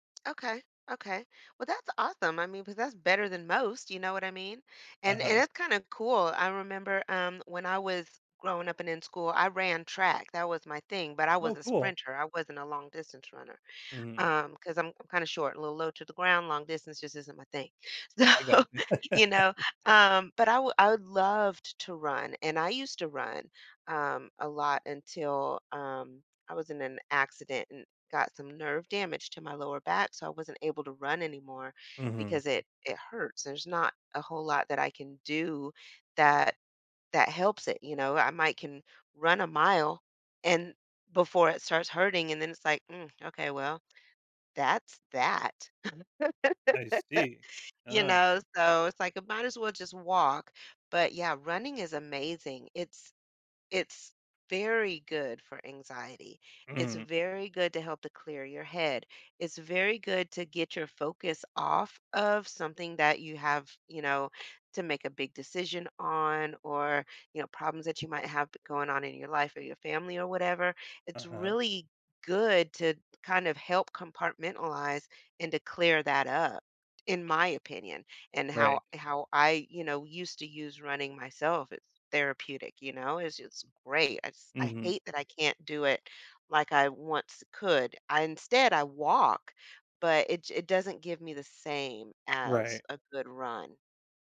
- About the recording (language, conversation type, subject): English, unstructured, How can hobbies reveal parts of my personality hidden at work?
- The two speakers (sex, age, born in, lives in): female, 50-54, United States, United States; male, 40-44, United States, United States
- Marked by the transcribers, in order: laugh; laughing while speaking: "So"; laugh; tapping